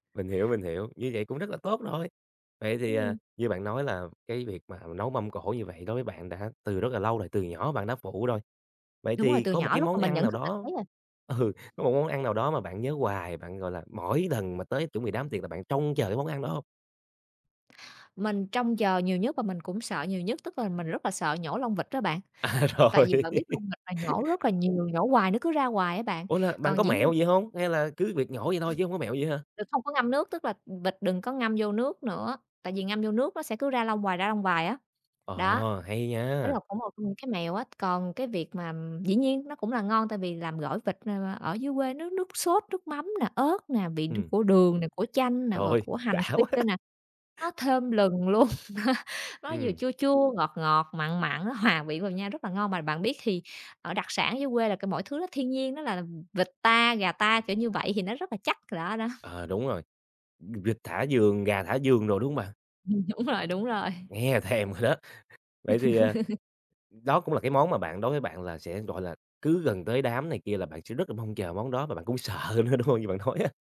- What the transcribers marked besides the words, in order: tapping; laughing while speaking: "À, rồi"; other background noise; laughing while speaking: "quá!"; laughing while speaking: "luôn"; laugh; laughing while speaking: "đúng rồi"; laugh; laughing while speaking: "đúng hông? Như bạn nói á"
- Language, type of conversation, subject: Vietnamese, podcast, Làm sao để bày một mâm cỗ vừa đẹp mắt vừa ấm cúng, bạn có gợi ý gì không?